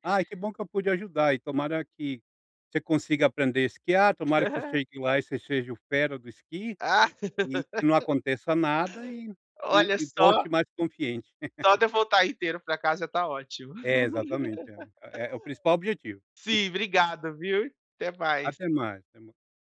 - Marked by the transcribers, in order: laugh; laugh; "confiante" said as "confiente"; laugh; laugh
- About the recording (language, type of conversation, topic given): Portuguese, advice, Como posso aproveitar férias curtas sem ficar estressado?